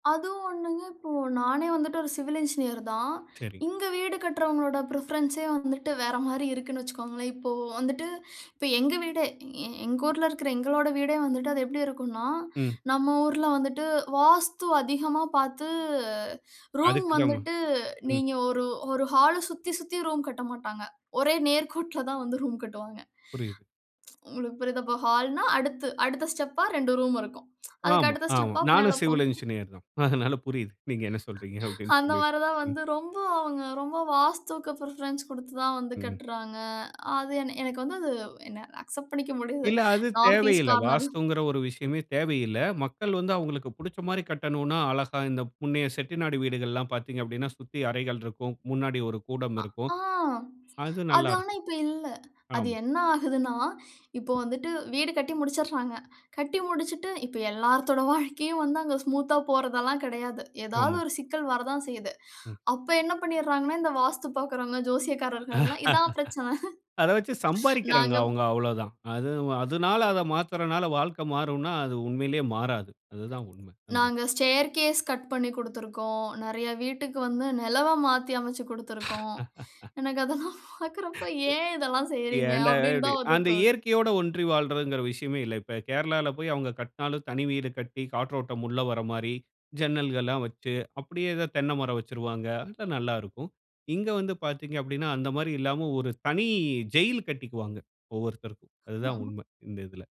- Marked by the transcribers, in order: other background noise; in English: "ப்ரிஃபரன்ஸே"; tapping; drawn out: "பாத்து"; laughing while speaking: "ஒரே நேர்கோட்டில் தான் வந்து ரூம் கட்டுவாங்க"; tsk; tsk; laughing while speaking: "அதனால புரியுது"; laugh; in English: "பிரிஃபரன்ஸ்"; in English: "அக்செப்ட்"; in English: "நார்த் ஈஸ்ட் கார்னர்ல"; in English: "ஸ்மூத்தா"; laugh; laugh; other noise; in English: "ஸ்டேர்கேஸ் கட்"; laugh; laughing while speaking: "எனக்கு அதெல்லாம் பாக்குறப்ப ஏன் இதெல்லாம் செய்றீங்க?"; laugh
- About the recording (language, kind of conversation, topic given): Tamil, podcast, சிறுவயதில் உங்களுக்கு மனதில் நிற்கும் இயற்கை நினைவுகள் என்னென்ன?